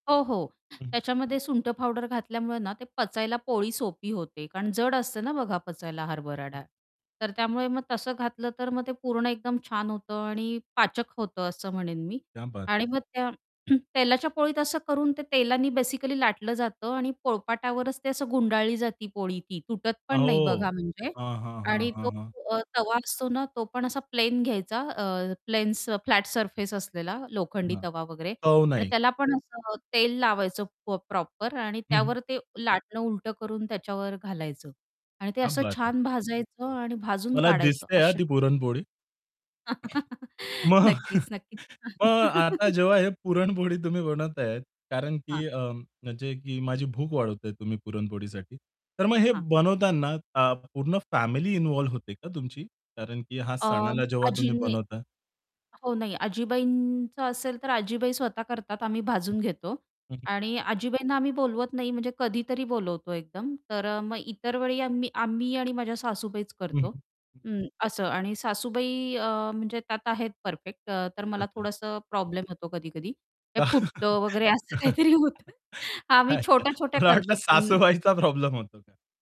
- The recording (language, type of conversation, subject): Marathi, podcast, सणासाठी तुमच्या घरात नेहमी कोणते पदार्थ बनवतात?
- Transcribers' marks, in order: distorted speech; throat clearing; in English: "बेसिकली"; other background noise; in English: "सरफेस"; in English: "प्रॉपर"; in Hindi: "क्या बात है"; chuckle; laughing while speaking: "मग"; laughing while speaking: "पुरणपोळी तुम्ही"; chuckle; static; chuckle; laughing while speaking: "अच्छा. मला वाटलं सासूबाईचा प्रॉब्लेम होतो का?"; laughing while speaking: "वगैरे असं काहीतरी होतं"